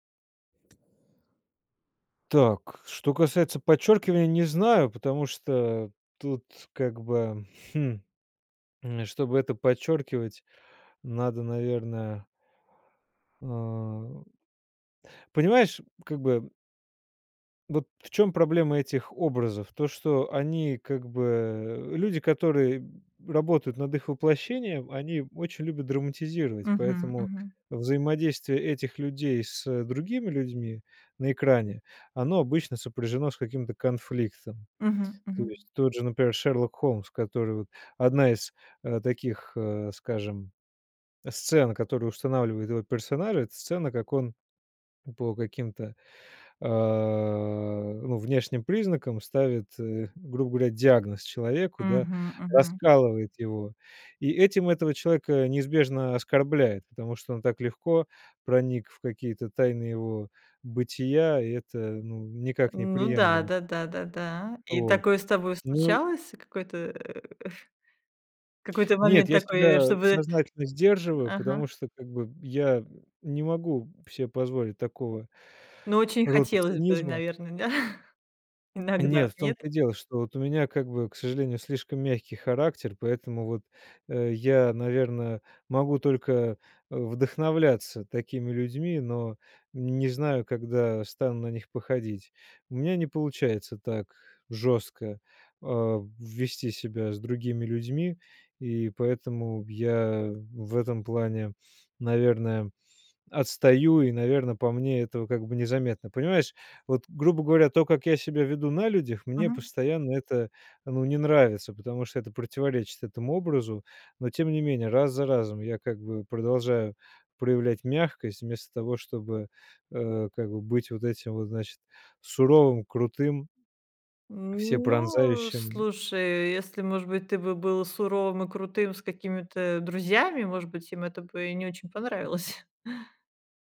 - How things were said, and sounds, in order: tapping; other background noise; laughing while speaking: "да?"; stressed: "друзьями"; chuckle
- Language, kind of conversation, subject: Russian, podcast, Как книги и фильмы влияют на твой образ?